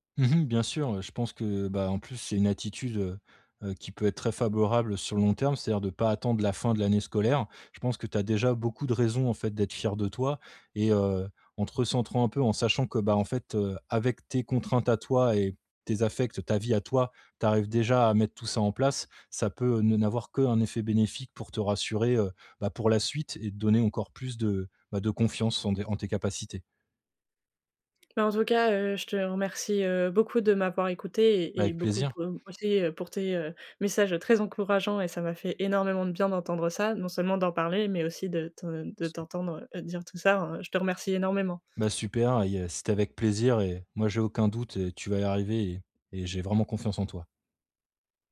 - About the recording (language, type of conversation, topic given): French, advice, Comment puis-je reconnaître mes petites victoires quotidiennes ?
- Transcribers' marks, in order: "favorable" said as "faborable"; unintelligible speech; other background noise